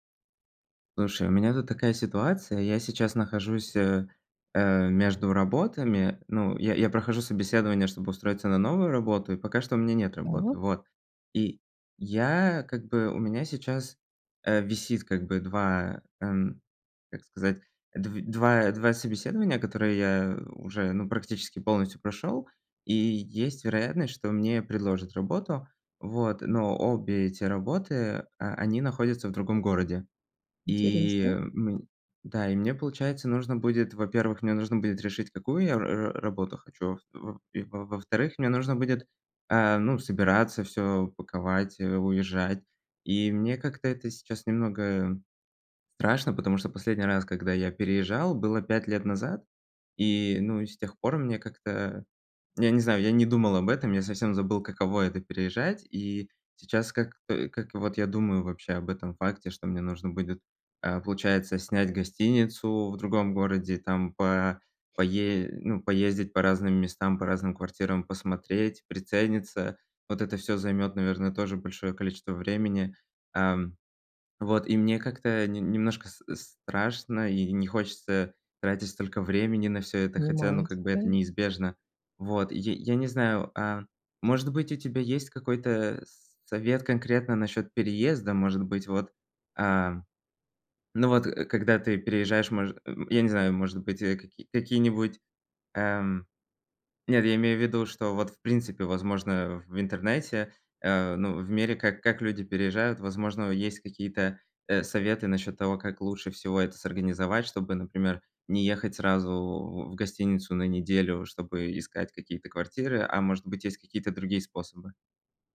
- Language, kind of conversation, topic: Russian, advice, Как мне справиться со страхом и неопределённостью во время перемен?
- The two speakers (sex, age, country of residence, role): female, 40-44, United States, advisor; male, 30-34, Poland, user
- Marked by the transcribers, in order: tapping; other background noise